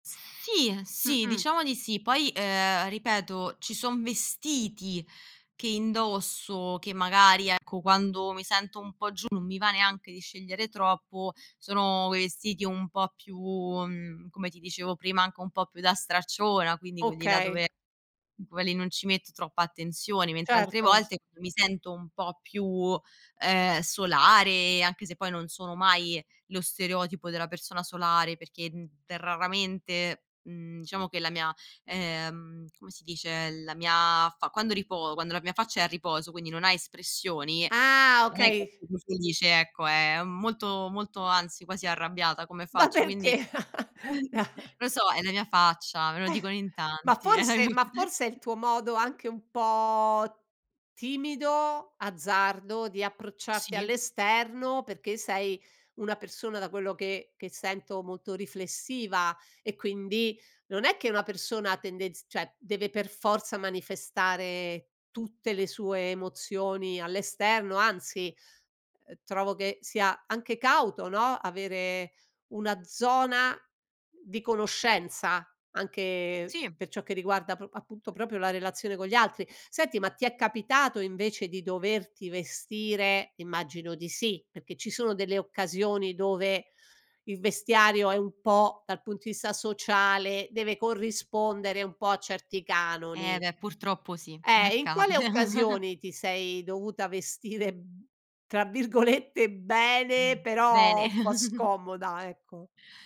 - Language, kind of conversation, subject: Italian, podcast, Che ruolo ha l'abbigliamento nel tuo umore quotidiano?
- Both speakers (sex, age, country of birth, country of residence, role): female, 25-29, Italy, Italy, guest; female, 60-64, Italy, Italy, host
- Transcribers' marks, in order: other noise; laughing while speaking: "Ma perché?"; chuckle; laugh; laughing while speaking: "è la mia faccia"; "cioè" said as "ceh"; laughing while speaking: "accade"; giggle; laughing while speaking: "virgolette"; giggle